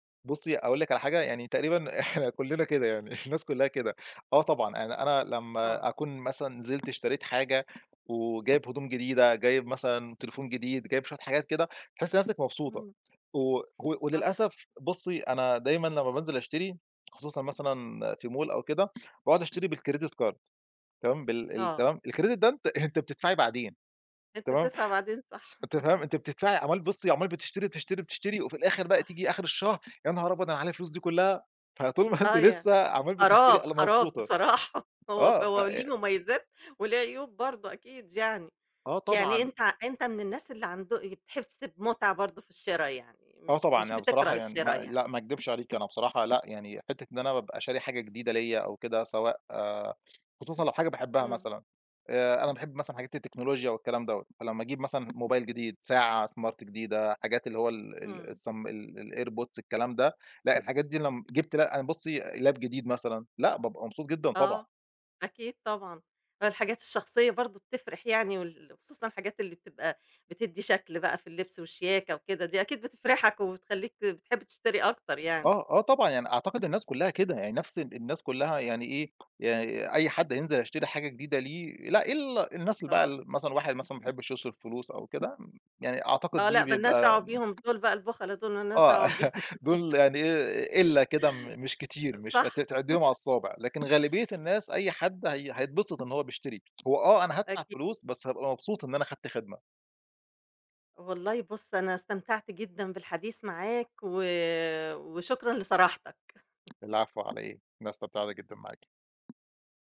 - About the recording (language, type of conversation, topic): Arabic, podcast, بتحب تشتري أونلاين ولا تفضل تروح المحل، وليه؟
- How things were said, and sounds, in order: laughing while speaking: "إحنا كلنّا كده، يعني الناس كلها كده"; tapping; in English: "mall"; in English: "بالcredit card"; in English: "الcredit"; chuckle; chuckle; laughing while speaking: "خراب، خراب بصراحة، هو هو ليه مميزات"; in English: "smart"; in English: "الairpods"; in English: "لاب"; chuckle; laugh; chuckle